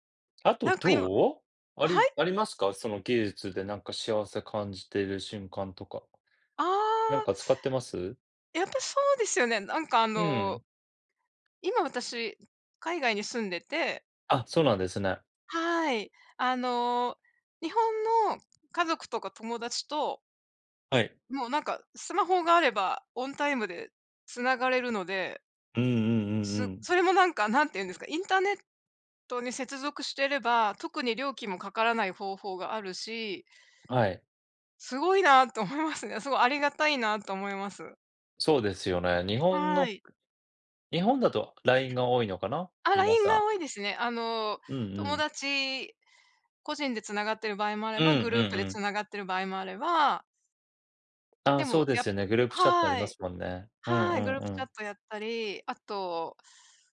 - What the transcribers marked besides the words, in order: tapping; other background noise
- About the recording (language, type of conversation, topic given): Japanese, unstructured, 技術の進歩によって幸せを感じたのはどんなときですか？